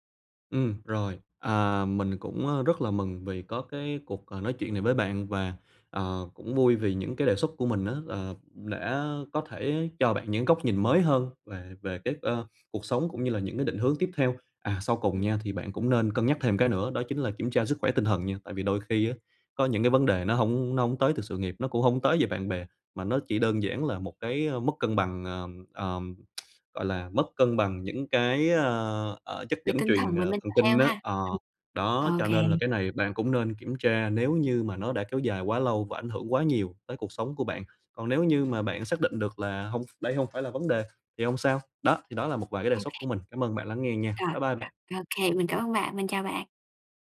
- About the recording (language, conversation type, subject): Vietnamese, advice, Tại sao tôi đã đạt được thành công nhưng vẫn cảm thấy trống rỗng và mất phương hướng?
- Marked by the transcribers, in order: other background noise; lip smack; in English: "mental health"